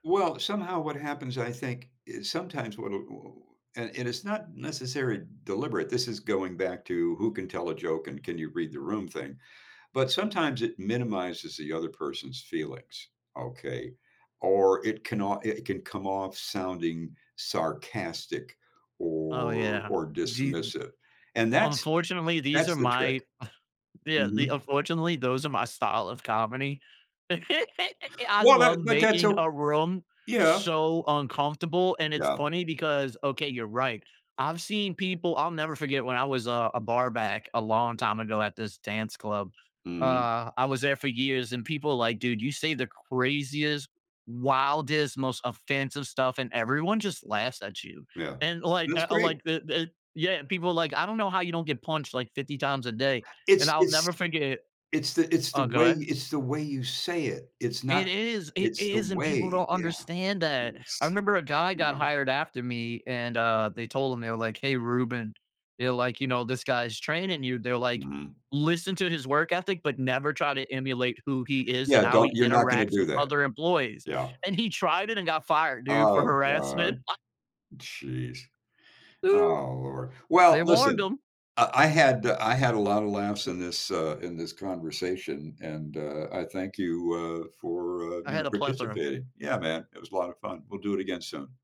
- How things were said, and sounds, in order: drawn out: "or"; chuckle; laugh; other background noise; stressed: "way"; laugh; whoop
- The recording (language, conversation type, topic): English, unstructured, How can I use humor to ease tension with someone I love?